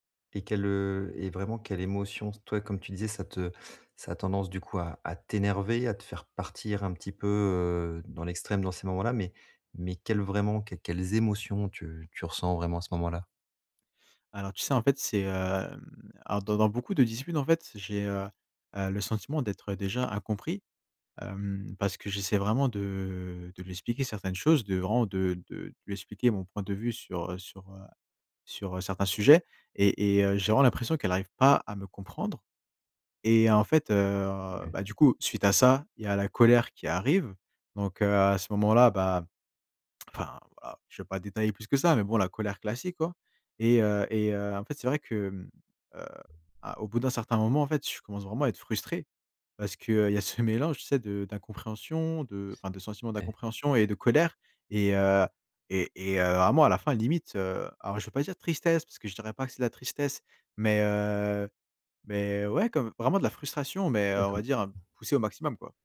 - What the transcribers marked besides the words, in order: stressed: "émotions"; tapping; other background noise; laughing while speaking: "ce mélange"
- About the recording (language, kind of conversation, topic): French, advice, Comment gérer une réaction émotionnelle excessive lors de disputes familiales ?